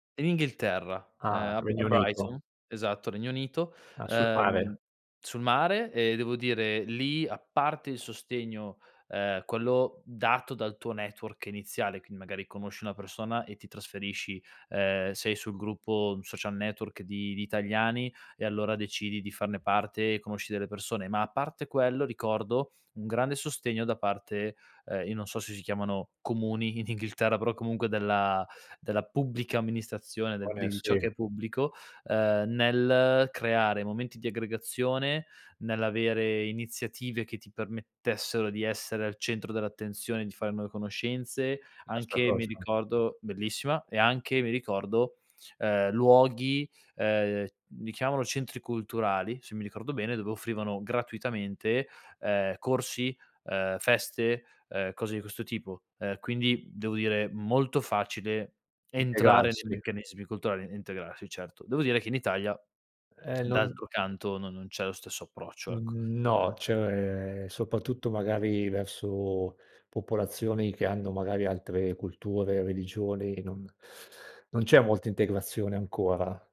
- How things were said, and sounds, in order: put-on voice: "Brighton"; in English: "network"; laughing while speaking: "in Inghilterra"; other background noise
- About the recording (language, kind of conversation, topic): Italian, podcast, Come costruiresti una rete di sostegno in un nuovo quartiere?